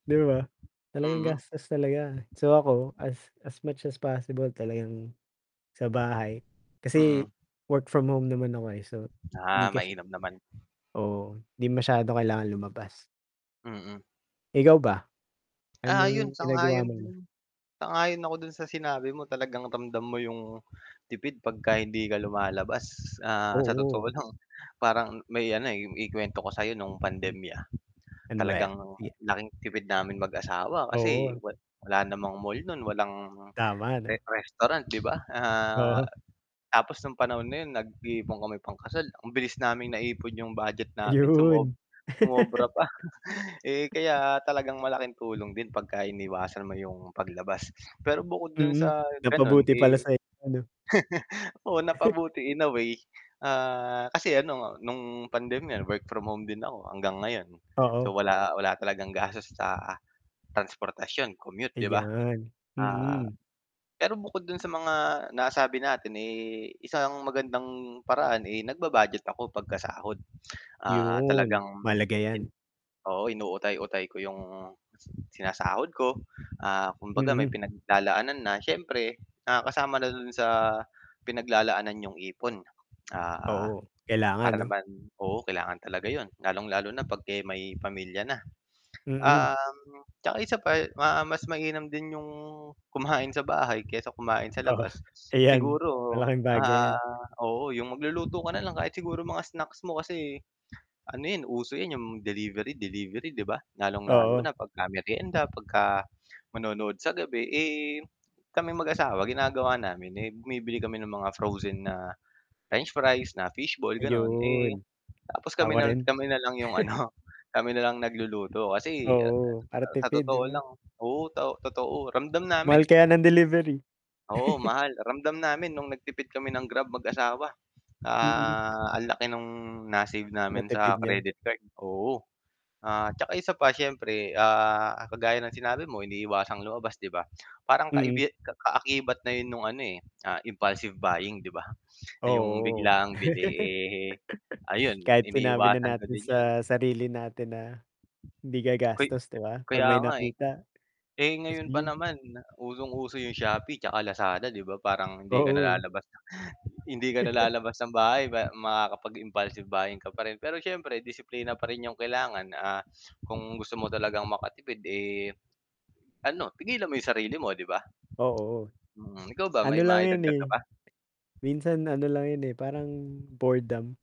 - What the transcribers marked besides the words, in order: static; wind; lip smack; tapping; laugh; laughing while speaking: "pa"; chuckle; mechanical hum; laughing while speaking: "Oo"; chuckle; chuckle; lip smack; laugh; sniff; other background noise; chuckle
- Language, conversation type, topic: Filipino, unstructured, Ano ang simpleng paraan na ginagawa mo para makatipid buwan-buwan?